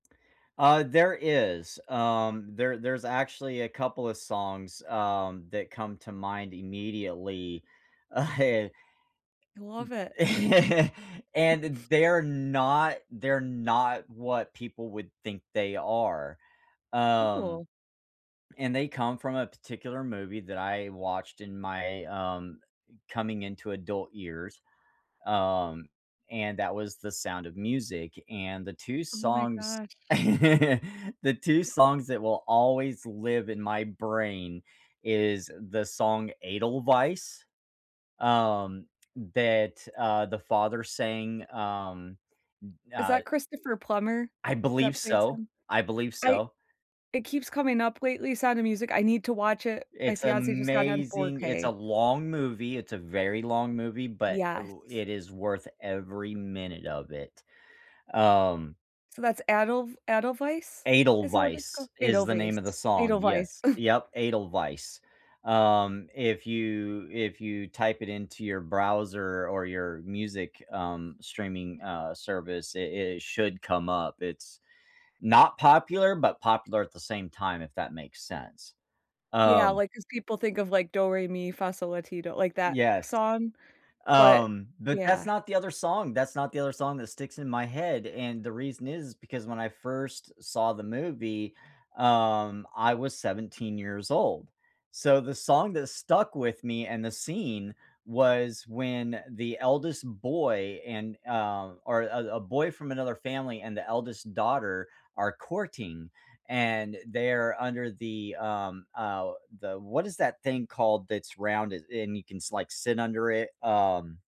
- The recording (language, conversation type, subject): English, unstructured, Is there a song that always takes you back in time?
- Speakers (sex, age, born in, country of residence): female, 30-34, United States, United States; male, 45-49, United States, United States
- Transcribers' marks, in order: laughing while speaking: "Eh"; chuckle; other noise; sniff; other background noise; laugh